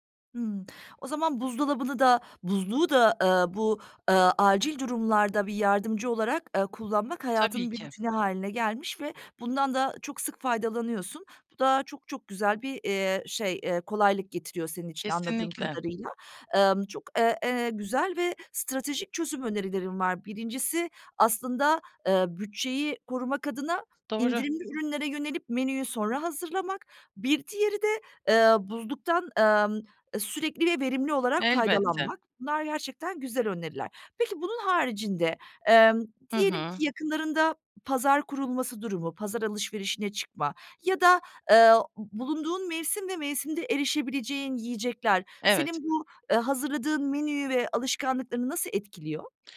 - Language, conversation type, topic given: Turkish, podcast, Haftalık yemek planını nasıl hazırlıyorsun?
- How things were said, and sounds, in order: tapping